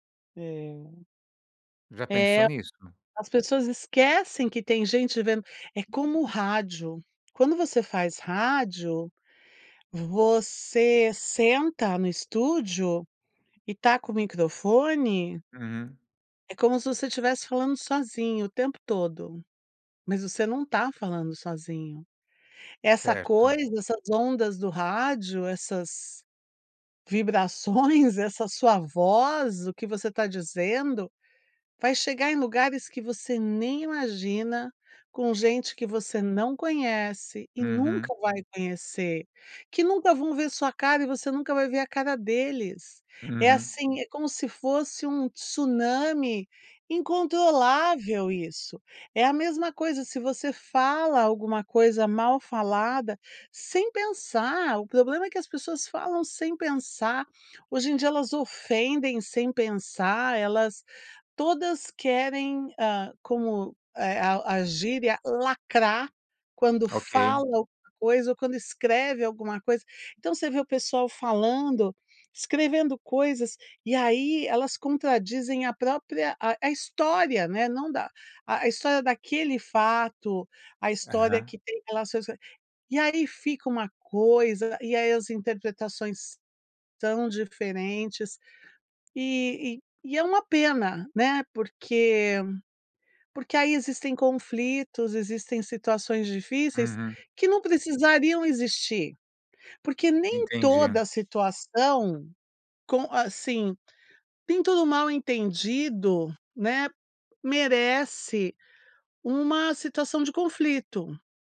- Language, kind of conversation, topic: Portuguese, podcast, Como lidar com interpretações diferentes de uma mesma frase?
- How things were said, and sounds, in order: none